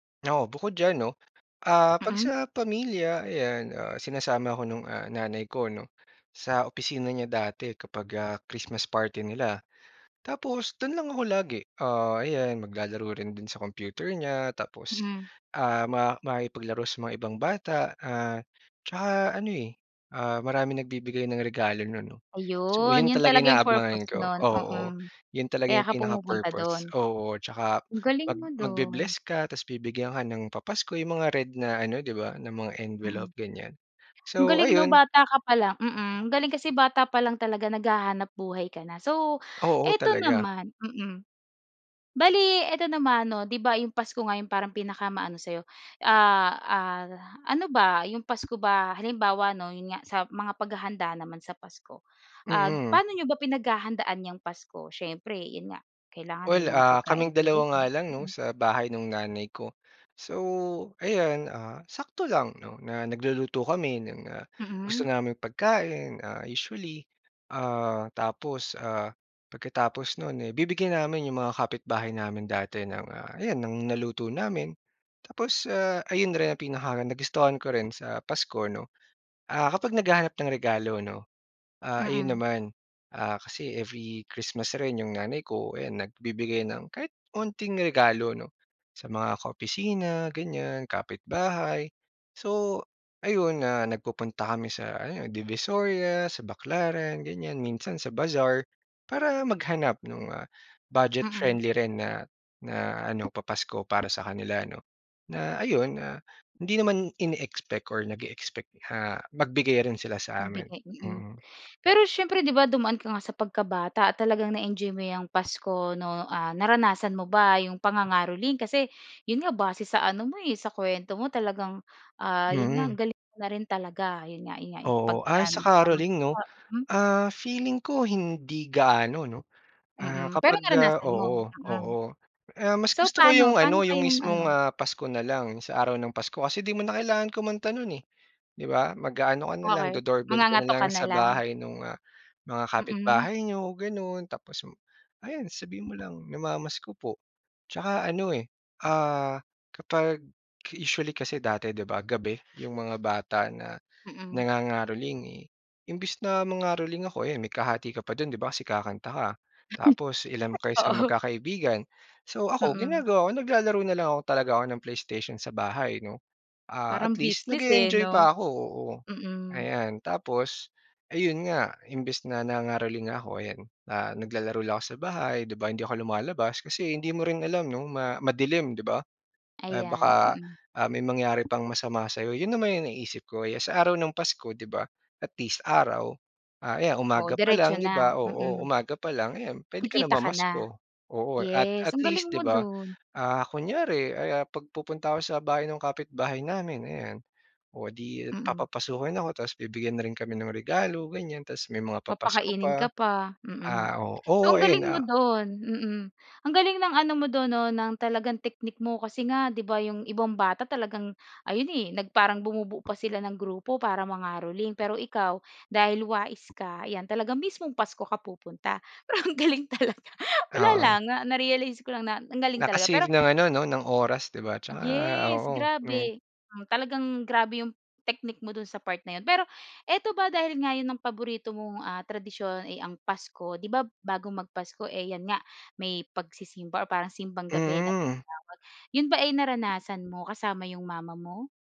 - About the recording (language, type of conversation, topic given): Filipino, podcast, Anong tradisyon ang pinakamakabuluhan para sa iyo?
- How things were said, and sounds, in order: other background noise; tapping; laughing while speaking: "Pero ang galing talaga"